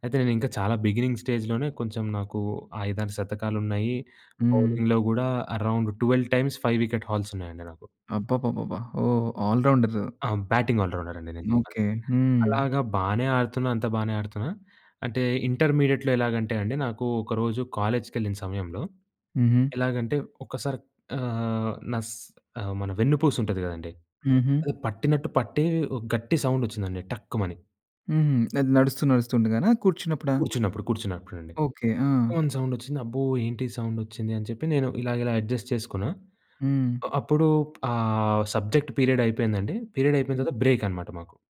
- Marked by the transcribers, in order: in English: "బిగినింగ్ స్టేజ్‌లోనే"; in English: "బౌలింగ్‌లో"; in English: "అరౌండ్ టువెల్ టైమ్స్ ఫైవ్ వికెట్ హాల్స్"; in English: "ఆల్"; in English: "బ్యాటింగ్ ఆల్ రౌండర్"; in English: "ఇంటర్మీడియట్‌లో"; in English: "సౌండ్"; in English: "సౌండ్"; in English: "సౌండ్"; in English: "అడ్జస్ట్"; in English: "సబ్జెక్ట్ పీరియడ్"; in English: "పీరియడ్"; other background noise; in English: "బ్రేక్"
- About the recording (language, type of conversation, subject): Telugu, podcast, కుటుంబం, స్నేహితుల అభిప్రాయాలు మీ నిర్ణయాన్ని ఎలా ప్రభావితం చేస్తాయి?